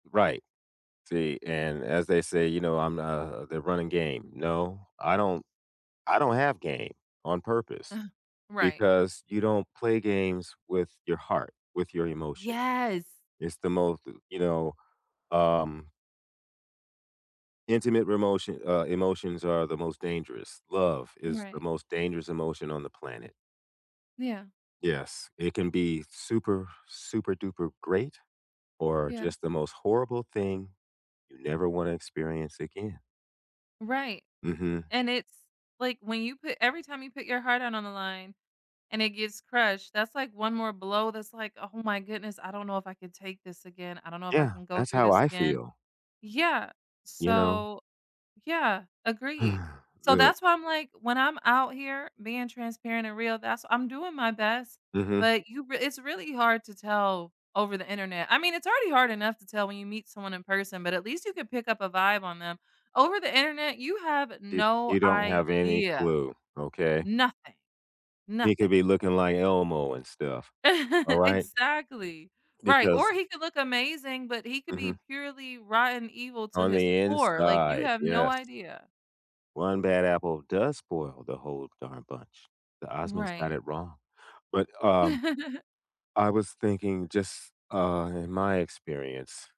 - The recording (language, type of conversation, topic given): English, unstructured, How do you handle romantic expectations that don’t match your own?
- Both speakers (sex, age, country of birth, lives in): female, 35-39, United States, United States; male, 60-64, United States, United States
- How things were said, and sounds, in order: tapping; other noise; other background noise; sigh; giggle; giggle